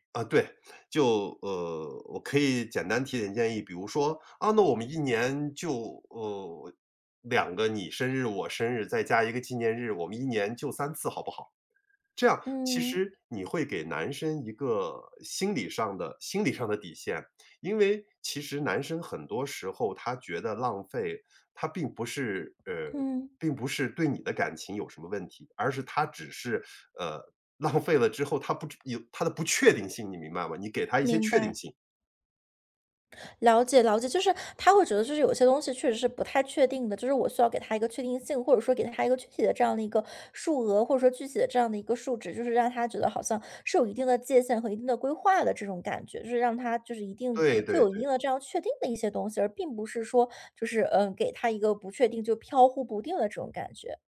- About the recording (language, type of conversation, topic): Chinese, advice, 你最近一次因为花钱观念不同而与伴侣发生争执的情况是怎样的？
- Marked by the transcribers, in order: laughing while speaking: "浪费了"; tapping